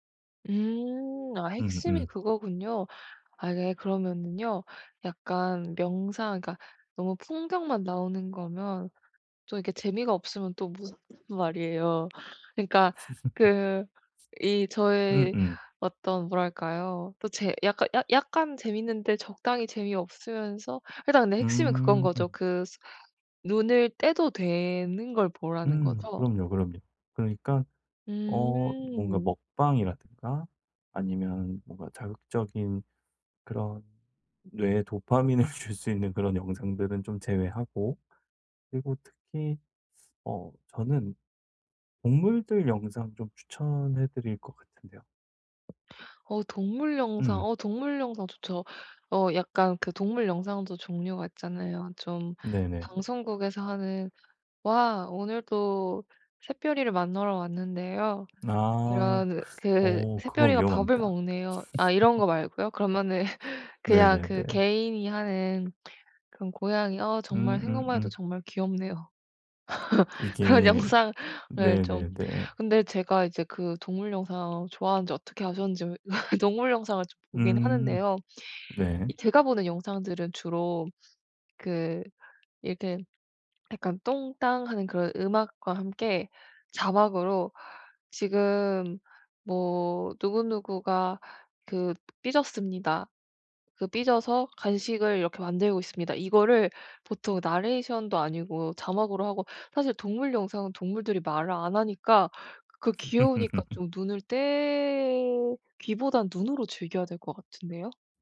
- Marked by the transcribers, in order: unintelligible speech; laugh; other background noise; drawn out: "되는"; tapping; laughing while speaking: "도파민을"; laugh; laugh; laughing while speaking: "그런 영상을"; laugh; laugh
- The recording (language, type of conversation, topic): Korean, advice, 자기 전에 스마트폰 사용을 줄여 더 빨리 잠들려면 어떻게 시작하면 좋을까요?